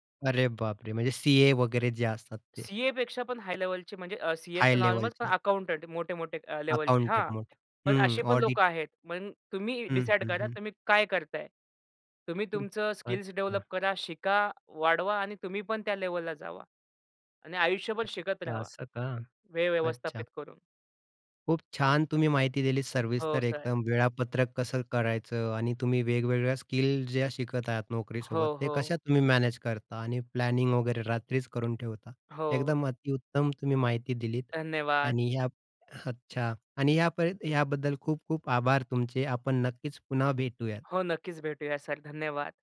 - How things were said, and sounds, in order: other background noise; in English: "अकाउंटंट"; in English: "अकाउंटंट"; tapping; in English: "डेव्हलप"; in English: "प्लॅनिंग"
- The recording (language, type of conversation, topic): Marathi, podcast, आजीवन शिक्षणात वेळेचं नियोजन कसं करतोस?